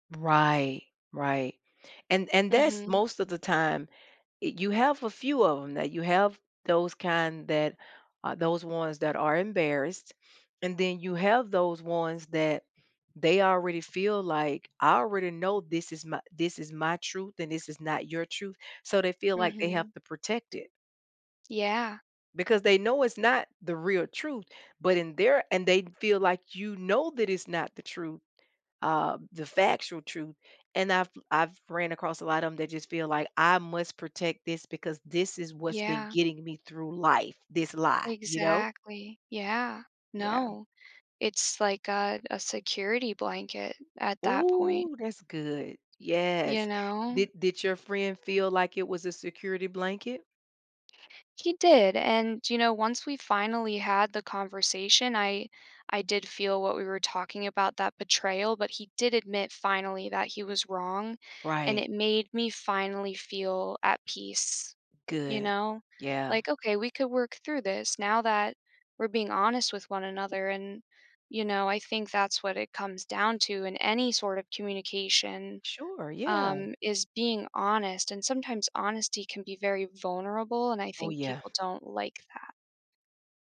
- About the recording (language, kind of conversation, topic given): English, unstructured, Why do people find it hard to admit they're wrong?
- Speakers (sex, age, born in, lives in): female, 30-34, United States, United States; female, 45-49, United States, United States
- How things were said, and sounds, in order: none